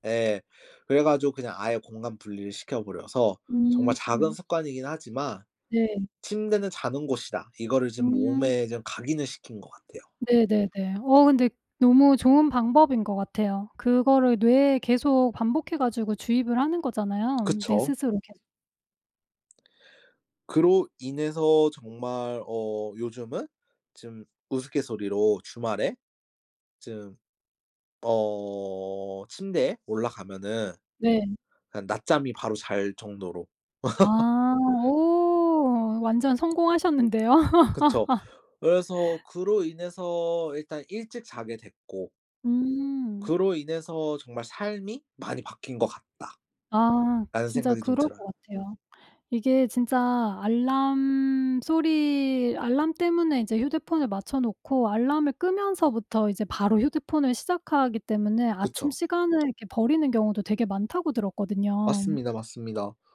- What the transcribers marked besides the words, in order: tapping; other background noise; drawn out: "어"; laugh; drawn out: "오"; laugh
- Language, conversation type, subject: Korean, podcast, 작은 습관이 삶을 바꾼 적이 있나요?